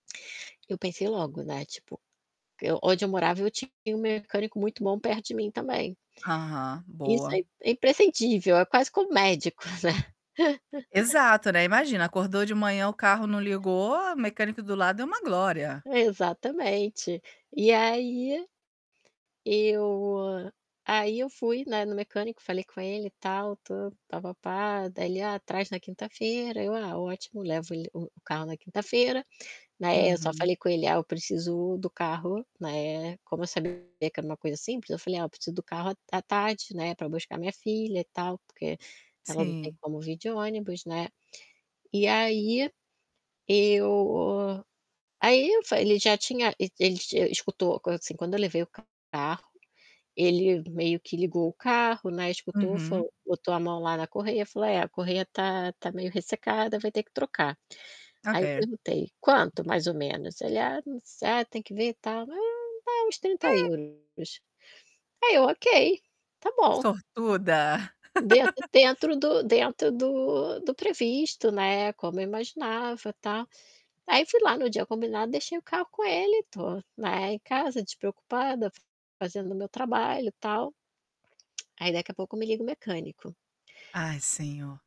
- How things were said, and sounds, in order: tapping; distorted speech; laughing while speaking: "né?"; laugh; laugh; other background noise
- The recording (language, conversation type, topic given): Portuguese, advice, Como você lidou com uma despesa inesperada que desequilibrou o seu orçamento?